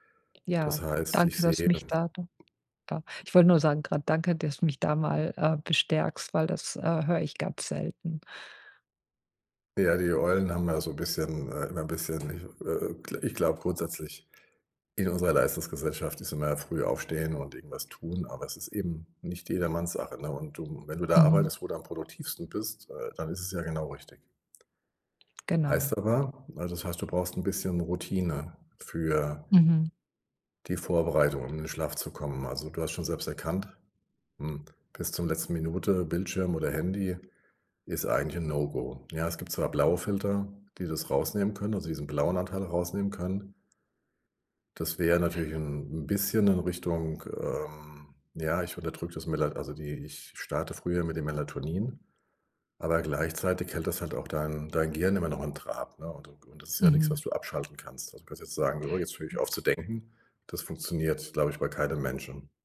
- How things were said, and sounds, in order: other noise
- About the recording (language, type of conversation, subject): German, advice, Wie kann ich trotz abendlicher Gerätenutzung besser einschlafen?